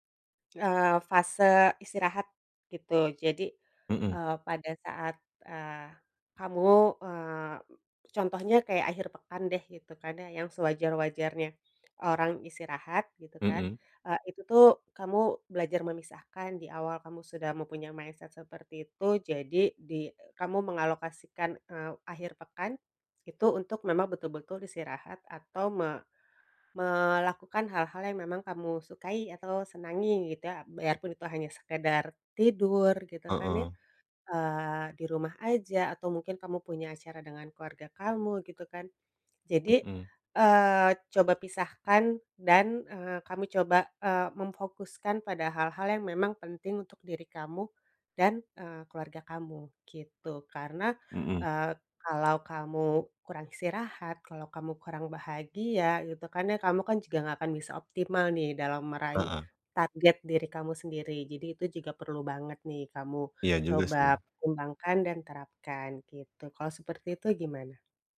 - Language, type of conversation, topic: Indonesian, advice, Bagaimana cara belajar bersantai tanpa merasa bersalah dan tanpa terpaku pada tuntutan untuk selalu produktif?
- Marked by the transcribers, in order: tapping; bird; in English: "mindset"